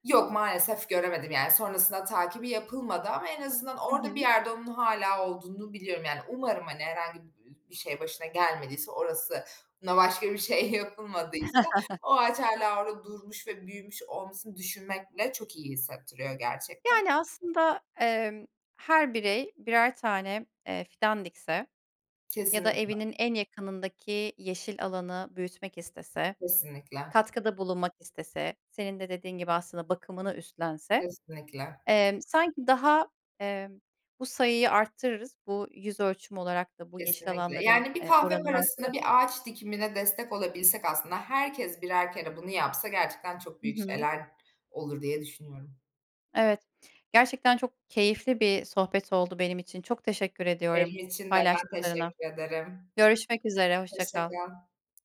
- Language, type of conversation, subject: Turkish, podcast, Şehirlerde yeşil alanlar neden önemlidir?
- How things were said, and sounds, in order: laughing while speaking: "yapılmadıysa"; other noise